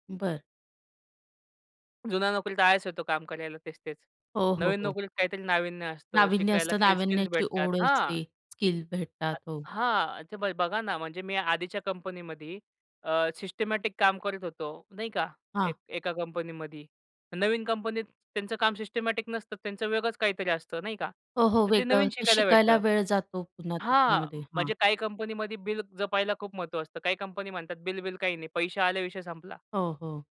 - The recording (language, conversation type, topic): Marathi, podcast, नोकरी बदलल्यानंतर तुमची ओळख बदलते का?
- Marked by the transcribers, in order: other background noise; in English: "सिस्टिमॅटिक"; in English: "सिस्टिमॅटिक"